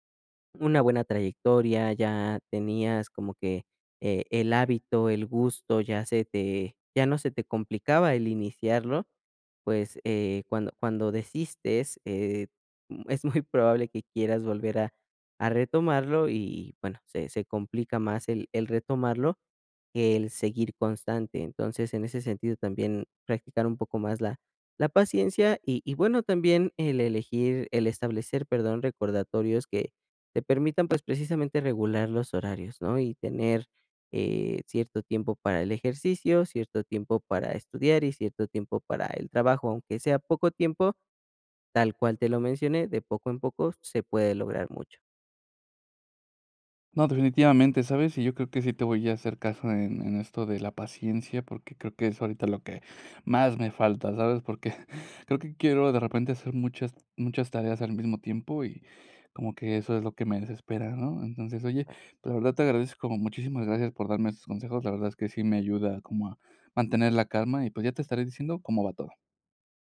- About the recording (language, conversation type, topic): Spanish, advice, ¿Cómo puedo mantener la motivación a largo plazo cuando me canso?
- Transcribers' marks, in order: laughing while speaking: "muy"; unintelligible speech